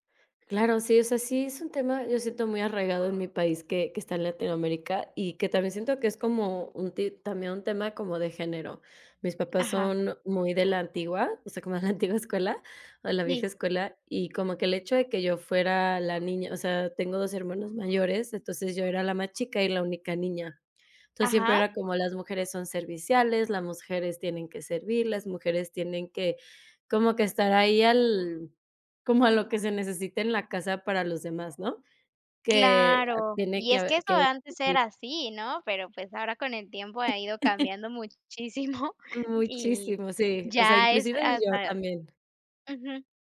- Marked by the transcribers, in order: laughing while speaking: "de la antigua escuela"; unintelligible speech; chuckle; chuckle
- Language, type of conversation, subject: Spanish, podcast, ¿Cómo aprendes a decir no sin culpa?
- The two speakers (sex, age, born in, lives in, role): female, 30-34, United States, United States, guest; female, 35-39, Mexico, Germany, host